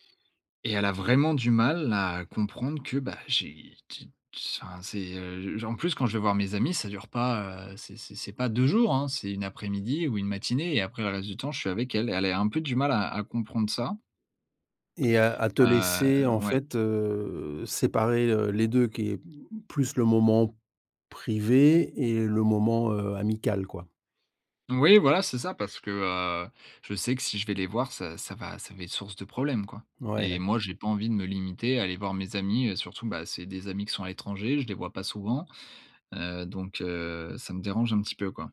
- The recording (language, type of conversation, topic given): French, advice, Comment gérer ce sentiment d’étouffement lorsque votre partenaire veut toujours être ensemble ?
- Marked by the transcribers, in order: stressed: "vraiment"; stressed: "hein"; other background noise; drawn out: "heu"